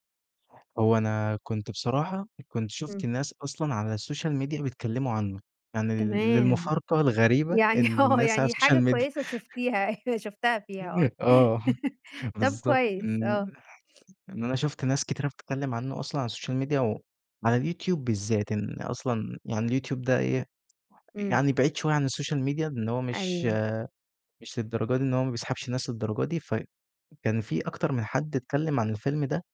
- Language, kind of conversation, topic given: Arabic, podcast, احكيلي عن تجربتك مع الصيام عن السوشيال ميديا؟
- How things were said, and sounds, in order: in English: "السوشيال ميديا"; laughing while speaking: "يعني آه"; in English: "السوشيال ميديا"; laughing while speaking: "أيوه شُفتها"; unintelligible speech; chuckle; other background noise; in English: "السوشيال ميديا"; in English: "السوشيال ميديا"